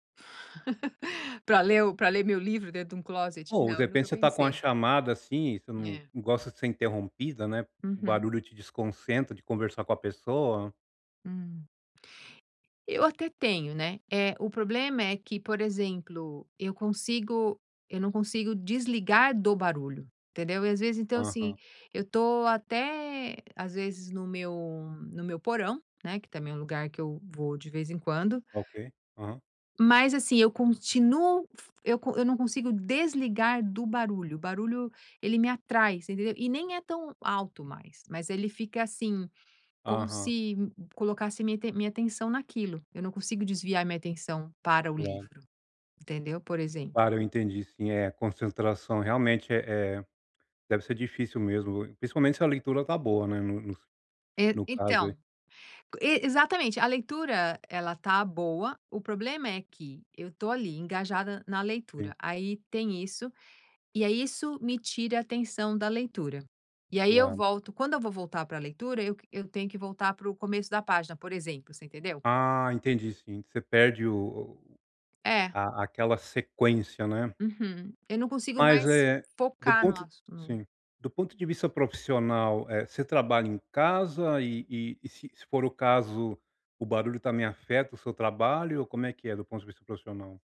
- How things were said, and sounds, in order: laugh
- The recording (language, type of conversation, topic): Portuguese, advice, Como posso relaxar em casa com tantas distrações e barulho ao redor?